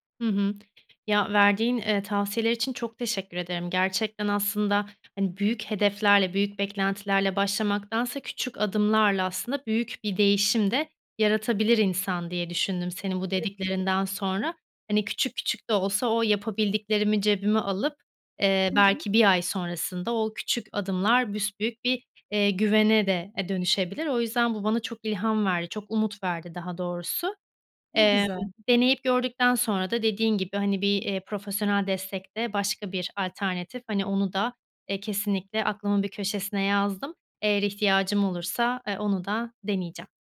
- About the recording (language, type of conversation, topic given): Turkish, advice, Topluluk önünde konuşurken neden özgüven eksikliği yaşıyorum?
- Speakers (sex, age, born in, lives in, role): female, 30-34, Turkey, Spain, user; female, 40-44, Turkey, Germany, advisor
- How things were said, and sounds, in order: other background noise; unintelligible speech; tapping